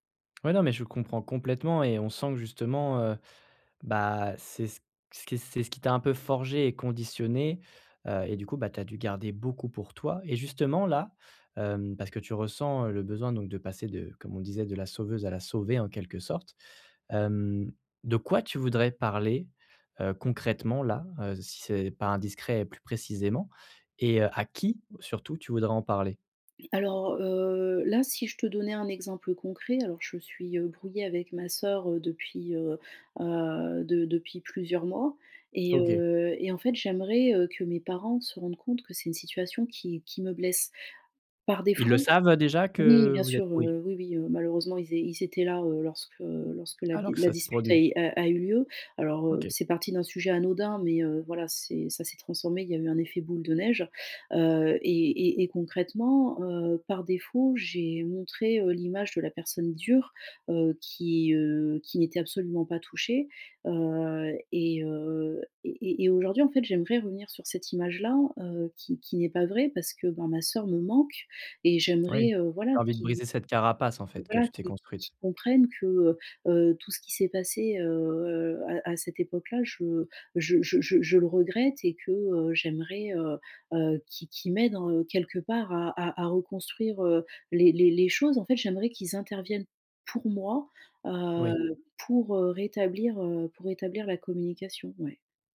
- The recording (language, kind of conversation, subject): French, advice, Comment communiquer mes besoins émotionnels à ma famille ?
- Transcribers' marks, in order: throat clearing; other background noise; stressed: "pour"